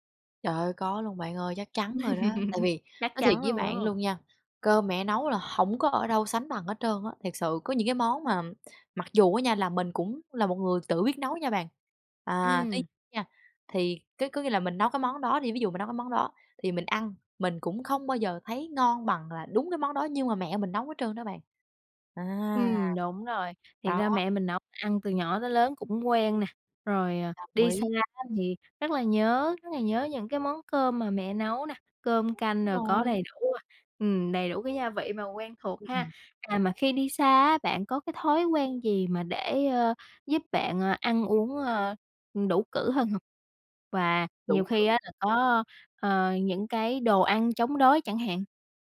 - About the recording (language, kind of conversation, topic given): Vietnamese, podcast, Bạn thay đổi thói quen ăn uống thế nào khi đi xa?
- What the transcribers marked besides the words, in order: laugh